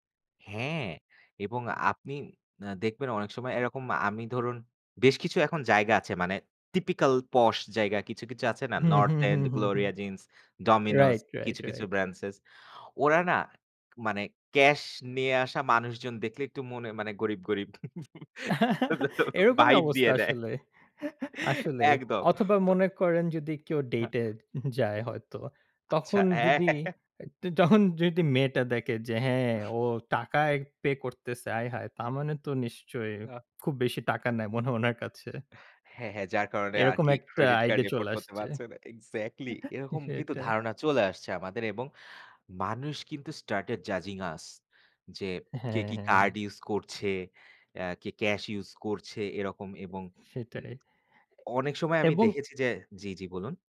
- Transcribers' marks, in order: in English: "typical posh"; in English: "branches"; chuckle; laughing while speaking: "এরকমই অবস্থা আসলে"; chuckle; laughing while speaking: "vibe দিয়ে দেয়। একদম। তো"; scoff; laughing while speaking: "তখন যদি মেয়েটা দেখে যে … হয় উনার কাছে"; chuckle; laughing while speaking: "হ্যাঁ, হ্যাঁ। যার কারণে আরকি credit card afford করতে পারছে না। Exactly"; in English: "credit card afford"; chuckle; in English: "started judging us"
- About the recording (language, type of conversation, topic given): Bengali, unstructured, ব্যাংকের বিভিন্ন খরচ সম্পর্কে আপনার মতামত কী?